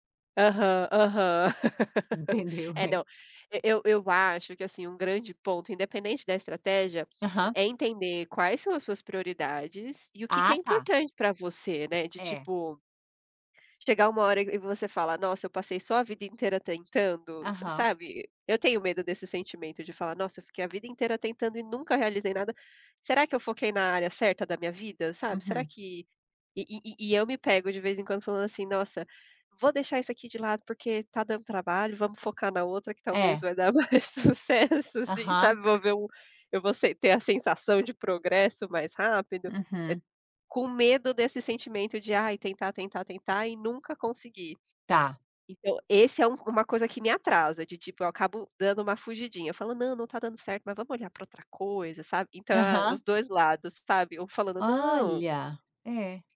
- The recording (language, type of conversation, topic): Portuguese, unstructured, Como enfrentar momentos de fracasso sem desistir?
- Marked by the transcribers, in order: laugh; laughing while speaking: "mais sucesso assim, sabe"; tapping